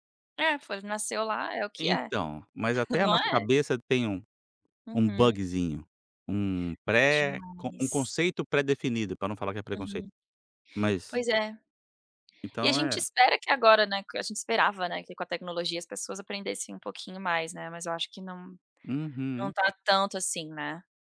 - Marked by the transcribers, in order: none
- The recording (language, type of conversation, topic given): Portuguese, podcast, Como você explica seu estilo para quem não conhece sua cultura?